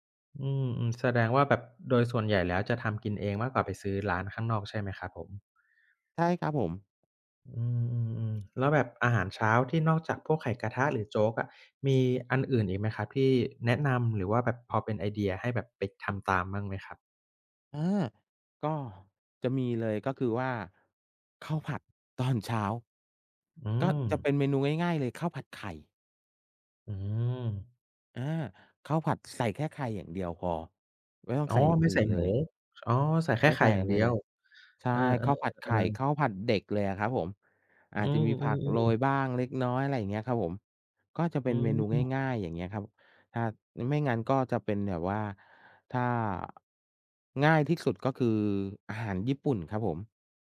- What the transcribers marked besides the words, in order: other noise; tapping; other background noise
- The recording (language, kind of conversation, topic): Thai, unstructured, คุณคิดว่าอาหารเช้ามีความสำคัญมากน้อยแค่ไหน?